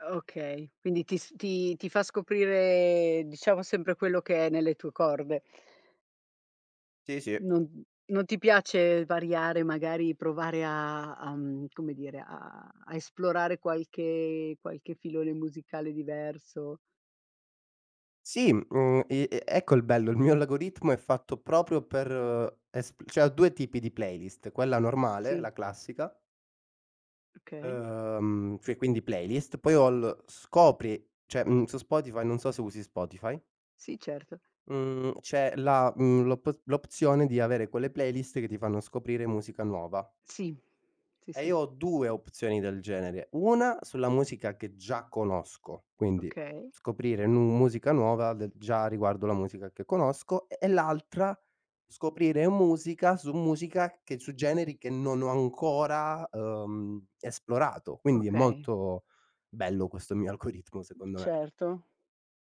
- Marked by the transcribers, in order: laughing while speaking: "il mio"; "algoritmo" said as "lagoritmo"; "cioè" said as "che"; "cioè" said as "ceh"; "cioè" said as "ceh"; laughing while speaking: "algoritmo"; other background noise
- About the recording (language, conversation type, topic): Italian, podcast, Come organizzi la tua routine mattutina per iniziare bene la giornata?